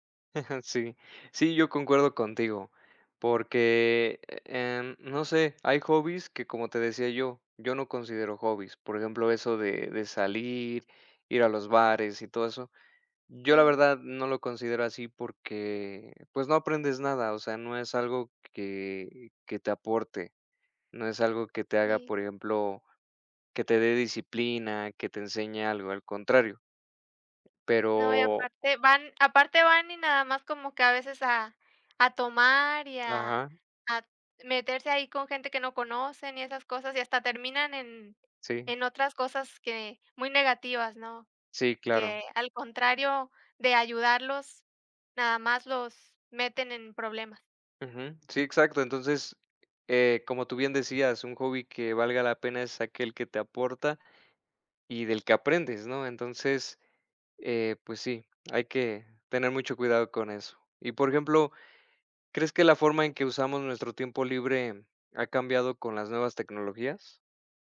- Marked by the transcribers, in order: chuckle; tapping
- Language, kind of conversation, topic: Spanish, unstructured, ¿Crees que algunos pasatiempos son una pérdida de tiempo?